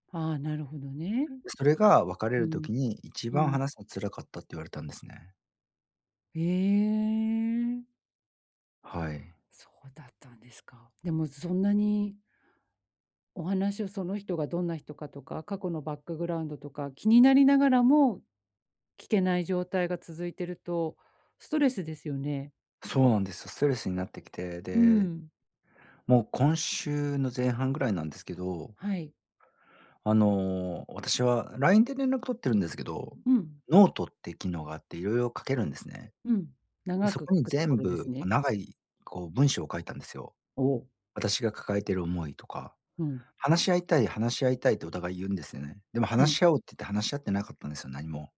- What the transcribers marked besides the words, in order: other background noise; other noise; drawn out: "へえ"; in English: "バックグラウンド"
- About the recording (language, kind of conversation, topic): Japanese, advice, 引っ越しで生じた別れの寂しさを、どう受け止めて整理すればいいですか？